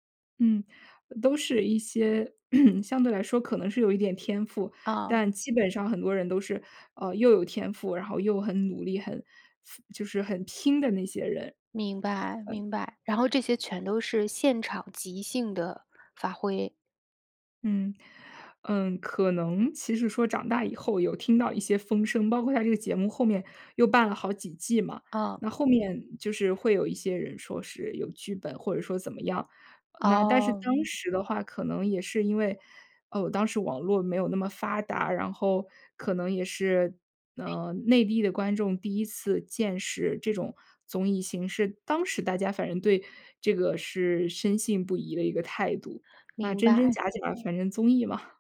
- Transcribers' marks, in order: throat clearing; other background noise; other noise; tapping
- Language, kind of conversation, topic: Chinese, podcast, 你小时候最爱看的节目是什么？